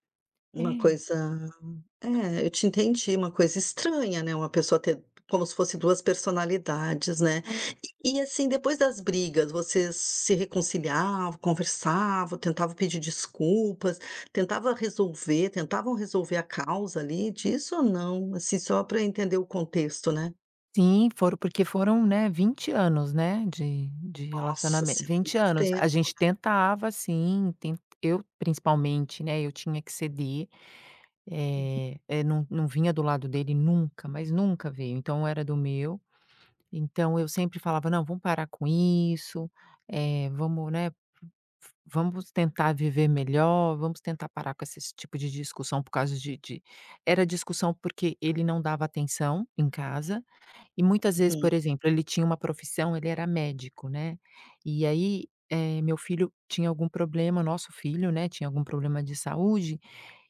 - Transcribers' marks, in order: other background noise; tapping
- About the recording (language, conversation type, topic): Portuguese, advice, Como posso recuperar a confiança depois de uma briga séria?